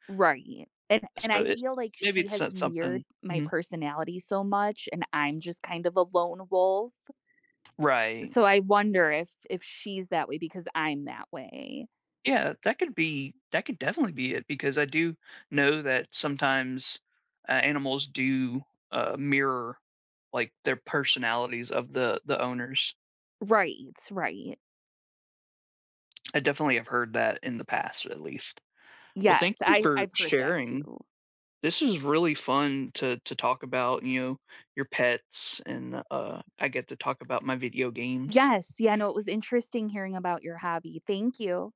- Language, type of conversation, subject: English, unstructured, How did you first become interested in your favorite hobby?
- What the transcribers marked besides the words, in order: other background noise; tapping